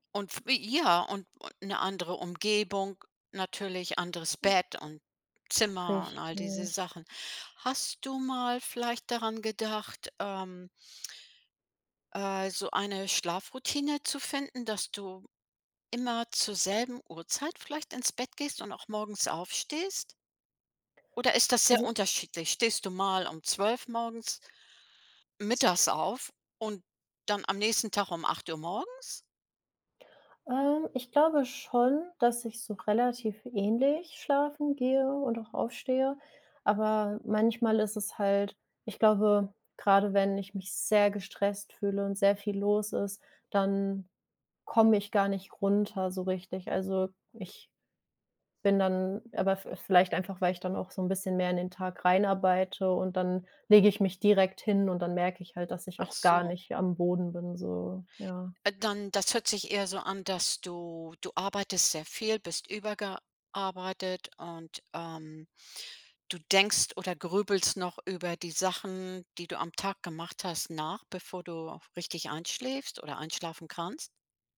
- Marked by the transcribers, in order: unintelligible speech; "überarbeitet" said as "übergearbeitet"
- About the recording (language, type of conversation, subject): German, advice, Warum kann ich nach einem stressigen Tag nur schwer einschlafen?